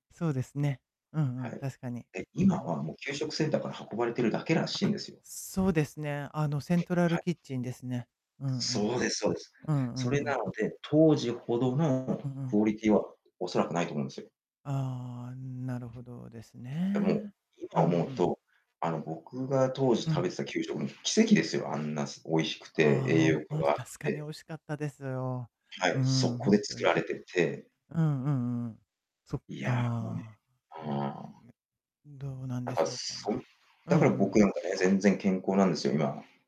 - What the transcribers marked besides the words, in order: distorted speech; in English: "セントラルキッチン"
- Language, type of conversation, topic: Japanese, unstructured, 科学の進歩は人間らしさを奪うと思いますか？